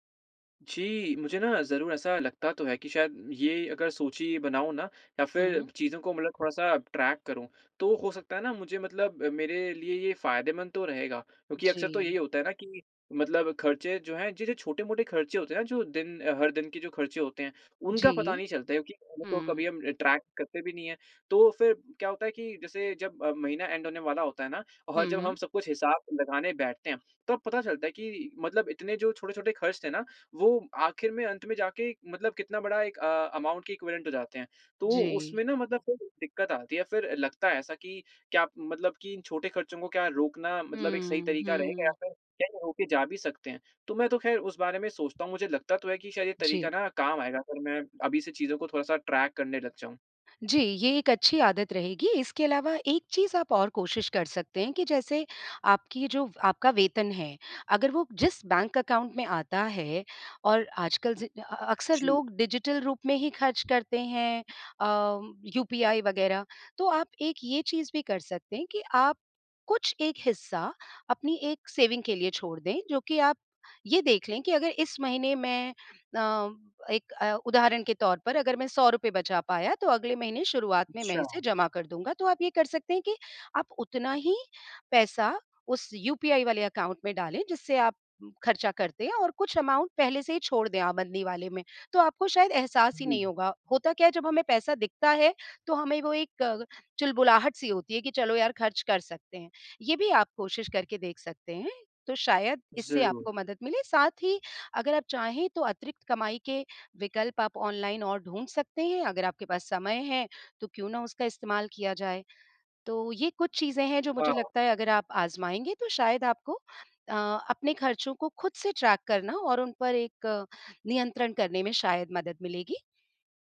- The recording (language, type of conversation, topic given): Hindi, advice, महीने के अंत में बचत न बच पाना
- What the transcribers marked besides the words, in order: in English: "ट्रैक"; in English: "ट्रैक"; in English: "एंड"; in English: "अमाउंट"; in English: "इक्विवेलेंट"; in English: "ट्रैक"; in English: "अकाउंट"; in English: "डिजिटल"; in English: "सेविंग"; in English: "अकाउंट"; in English: "अकाउंट"; in English: "ट्रैक"